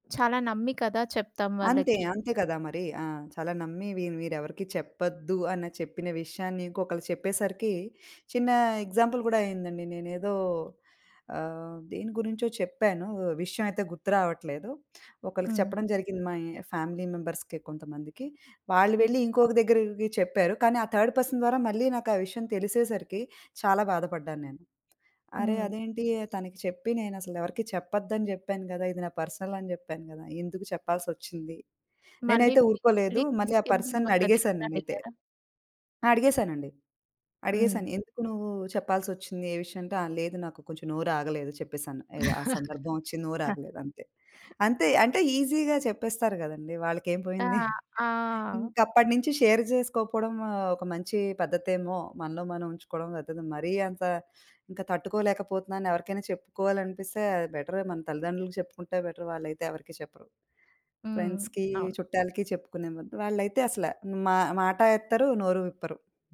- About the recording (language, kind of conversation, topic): Telugu, podcast, ఆఫీసు సంభాషణల్లో గాసిప్‌ను నియంత్రించడానికి మీ సలహా ఏమిటి?
- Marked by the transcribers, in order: in English: "ఎగ్జాంపుల్"; in English: "ఫ్యామిలీ మెంబర్స్‌కి"; in English: "థర్డ్ పర్సన్"; in English: "పర్సనల్"; in English: "పర్సన్‌ని"; chuckle; in English: "ఈజీగా"; giggle; in English: "షేర్"; in English: "బెటర్"; in English: "ఫ్రెండ్స్‌కి"